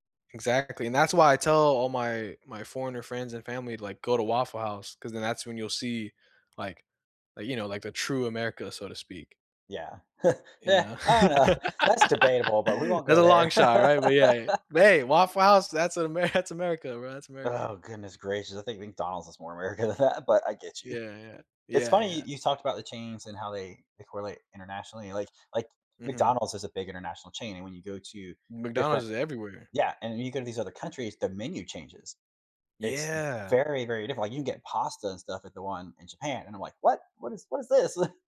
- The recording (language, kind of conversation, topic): English, unstructured, How does eating local help you map a culture and connect with people?
- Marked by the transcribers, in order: chuckle; laugh; laughing while speaking: "know"; laugh; laughing while speaking: "Ame"; laughing while speaking: "America"; chuckle